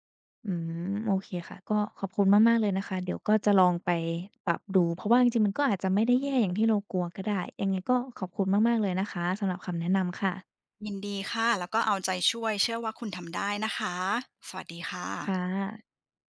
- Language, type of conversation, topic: Thai, advice, คุณรู้สึกอย่างไรเมื่อเครียดมากก่อนที่จะต้องเผชิญการเปลี่ยนแปลงครั้งใหญ่ในชีวิต?
- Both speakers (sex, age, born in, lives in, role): female, 20-24, Thailand, Thailand, user; female, 40-44, Thailand, Greece, advisor
- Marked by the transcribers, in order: none